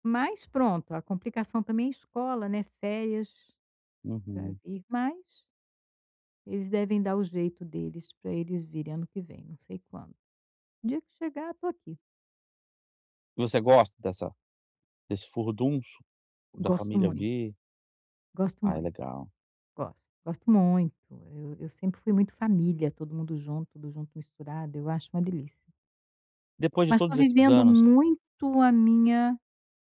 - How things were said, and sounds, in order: none
- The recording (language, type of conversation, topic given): Portuguese, advice, Como posso avaliar minhas prioridades pessoais antes de tomar uma grande decisão?